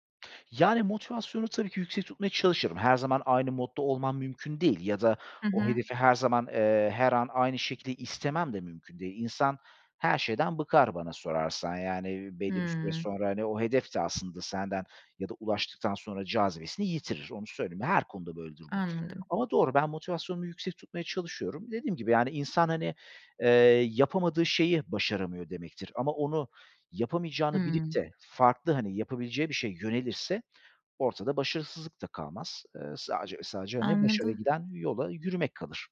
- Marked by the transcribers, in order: other background noise; tapping
- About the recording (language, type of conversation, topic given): Turkish, podcast, Başarısızlıkla karşılaştığında kendini nasıl motive ediyorsun?